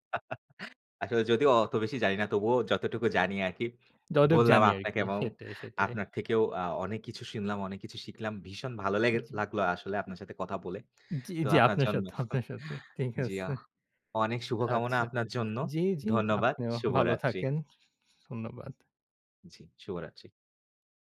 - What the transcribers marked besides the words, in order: chuckle; chuckle
- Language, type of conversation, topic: Bengali, unstructured, ব্যাংকের বিভিন্ন খরচ সম্পর্কে আপনার মতামত কী?
- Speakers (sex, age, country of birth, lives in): male, 25-29, Bangladesh, Bangladesh; male, 25-29, Bangladesh, United States